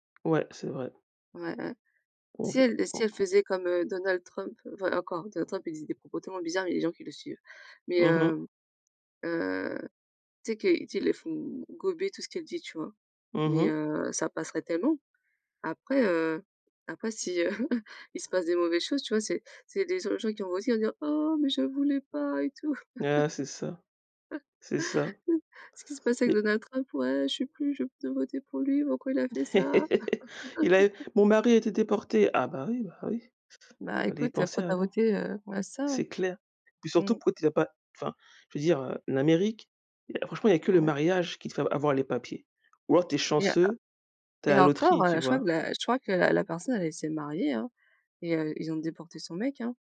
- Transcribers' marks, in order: tapping; chuckle; put-on voice: "Oh mais je voulais pas"; laugh; put-on voice: "Ouais, je sais plus, je … a fait ça ?"; laugh
- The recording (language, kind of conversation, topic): French, unstructured, Que penses-tu de l’importance de voter aux élections ?